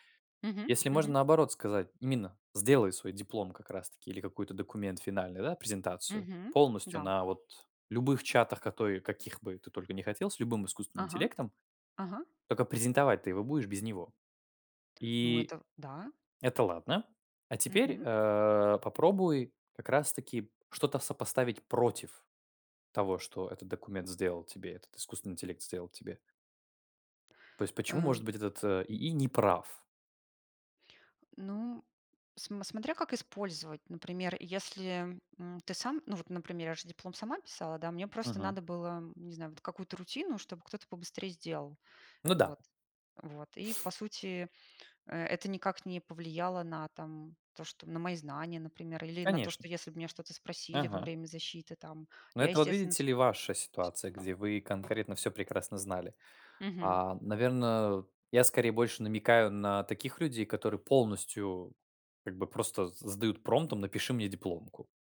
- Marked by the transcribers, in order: tapping
- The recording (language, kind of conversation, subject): Russian, unstructured, Как технологии изменили ваш подход к обучению и саморазвитию?